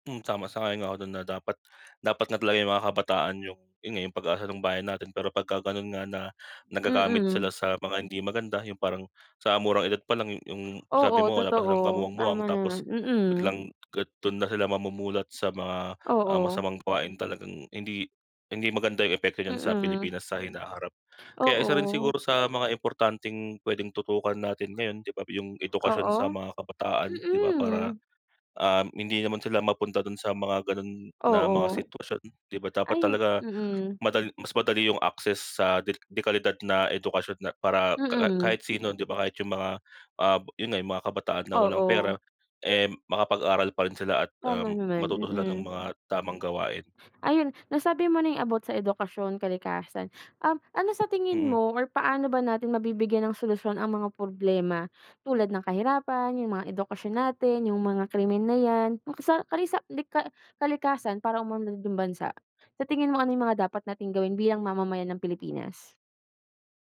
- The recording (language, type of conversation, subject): Filipino, unstructured, Paano mo gustong makita ang kinabukasan ng ating bansa?
- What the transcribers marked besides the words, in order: other background noise; dog barking; tapping